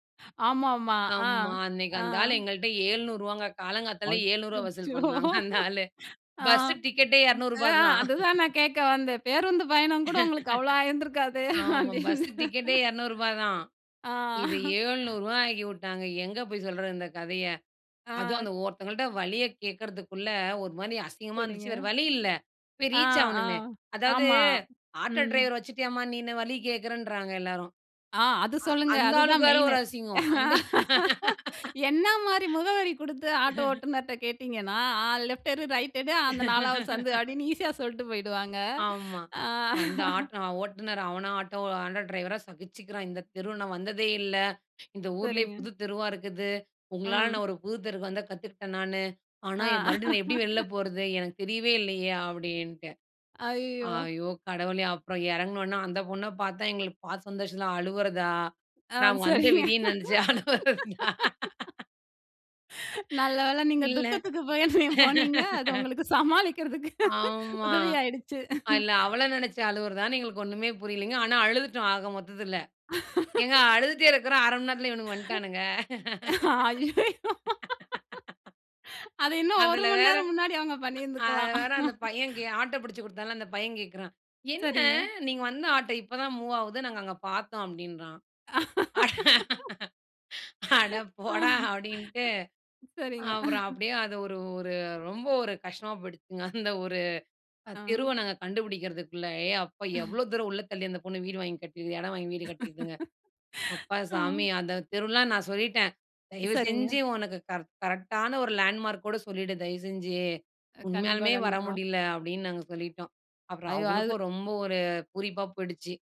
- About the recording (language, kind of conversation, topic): Tamil, podcast, ஒரு புதிய நகரில் எப்படிச் சங்கடமில்லாமல் நண்பர்களை உருவாக்கலாம்?
- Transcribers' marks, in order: laughing while speaking: "அச்சச்சோ. ஆ, அ அதுதான் நான் … ஆயிருந்துருக்காதே! அப்டின்னு. ஆ!"; chuckle; other noise; laugh; laugh; laugh; laugh; laugh; laughing while speaking: "ஆ, அது செரிங்க. நல்ல வேள … உங்களுக்கு சமாளிக்குறதுக்கு உதவியாயிடுச்சு"; laughing while speaking: "அழுவுறதா"; laughing while speaking: "இல்ல"; laugh; laughing while speaking: "அய்யயோ! அது இன்னும் ஒரு மணி நேரம் முன்னாடி, அவங்க பண்ணிருந்துக்கலாம்"; laugh; laugh; chuckle; chuckle; laugh; in English: "லேண்ட்மார்க்"